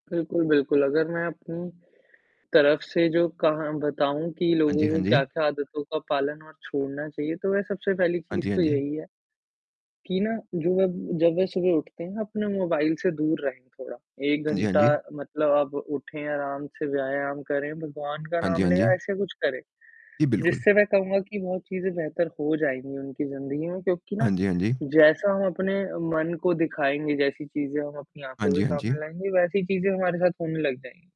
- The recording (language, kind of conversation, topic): Hindi, unstructured, स्वस्थ रहने के लिए सबसे ज़रूरी आदत क्या है?
- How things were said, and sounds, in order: static; tapping